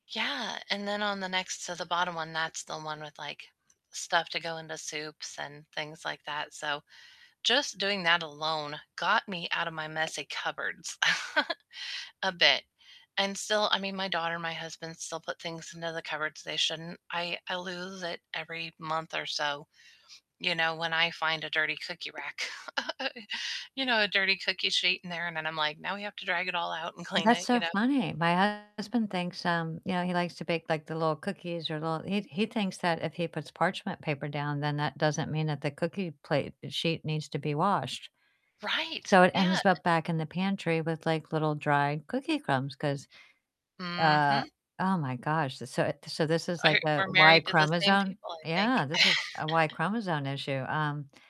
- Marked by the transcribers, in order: other background noise; tapping; chuckle; chuckle; laughing while speaking: "clean"; distorted speech; static; laugh
- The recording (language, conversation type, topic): English, unstructured, Which tiny kitchen storage hacks have truly stuck for you, and what makes them work every day?